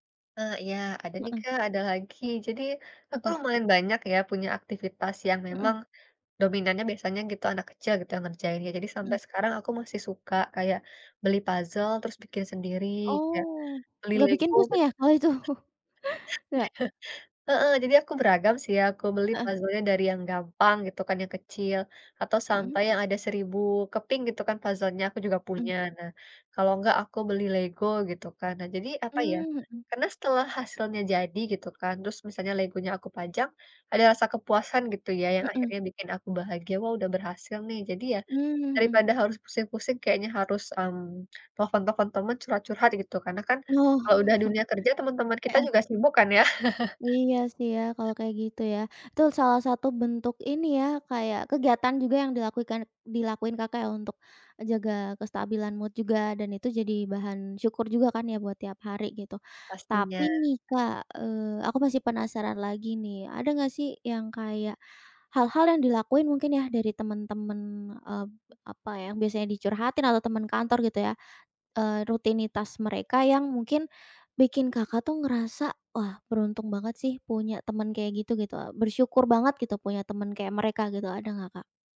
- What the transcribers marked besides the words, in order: in English: "puzzle"; laugh; laughing while speaking: "Iya"; other background noise; laughing while speaking: "itu"; in English: "puzzle-nya"; in English: "puzzle-nya"; chuckle; chuckle; in English: "mood"
- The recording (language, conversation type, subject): Indonesian, podcast, Hal kecil apa yang bikin kamu bersyukur tiap hari?